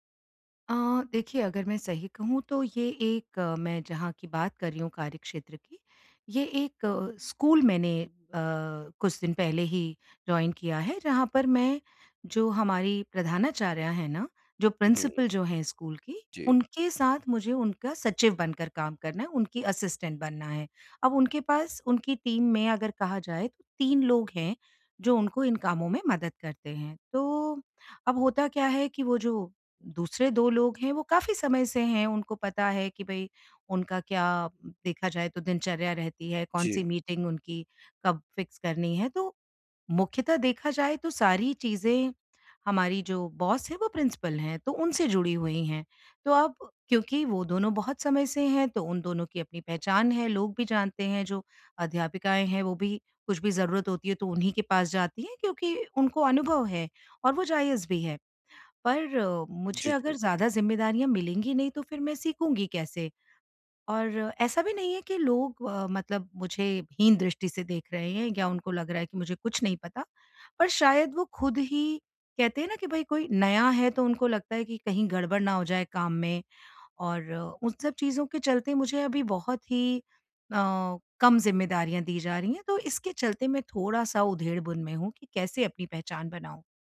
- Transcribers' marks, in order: in English: "जॉइन"; in English: "प्रिंसिपल"; in English: "असिस्टेंट"; in English: "मीटिंग"; in English: "फिक्स"; in English: "बॉस"; in English: "प्रिंसिपल"
- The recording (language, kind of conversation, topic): Hindi, advice, मैं सहकर्मियों और प्रबंधकों के सामने अधिक प्रभावी कैसे दिखूँ?